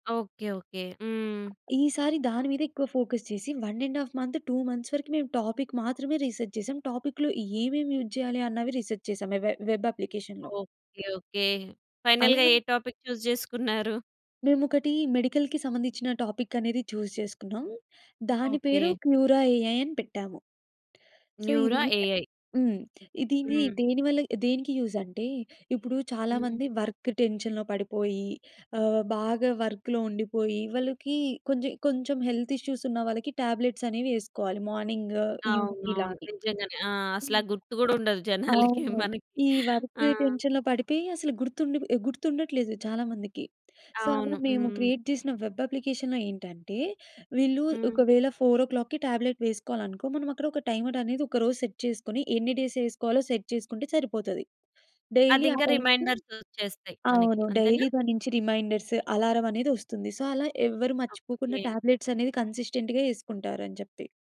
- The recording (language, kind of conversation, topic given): Telugu, podcast, మీరు విఫలమైనప్పుడు ఏమి నేర్చుకున్నారు?
- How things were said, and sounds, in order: tapping; in English: "ఫోకస్"; in English: "వన్ అండ్ హాఫ్ మంత్ టూ మంత్స్"; in English: "టాపిక్"; in English: "రిసర్చ్"; in English: "టాపిక్‌లో"; in English: "యూజ్"; in English: "రిసర్చ్"; in English: "వెబ్ అప్లికేషన్‌లో"; in English: "ఫైనల్‌గా"; in English: "టాపిక్ చూజ్"; in English: "మెడికల్‌కి"; in English: "టాపిక్"; in English: "చూజ్"; in English: "క్యూరా ఏఐ"; in English: "న్యూరా ఏఐ"; in English: "సో"; in English: "యూజ్"; horn; in English: "వర్క్ టెన్షన్‌లో"; in English: "వర్క్‌లో"; in English: "హెల్త్ ఇష్యూస్"; in English: "టాబ్లెట్స్"; in English: "వర్క్ టెన్షన్‌లో"; laughing while speaking: "జనాలకి మనకి"; in English: "సో"; in English: "క్రియేట్"; in English: "వెబ్ అప్లికేషన్‌లో"; in English: "ఫోర్ ఓ క్లాక్‌కి టాబ్లెట్"; in English: "టైమర్"; in English: "సెట్"; in English: "డేస్"; in English: "సెట్"; in English: "డైలీ"; in English: "డైలీ"; in English: "రిమైండర్స్ అలారం"; in English: "సో"; in English: "టాబ్లెట్స్"; in English: "కన్సిస్టెంట్‌గా"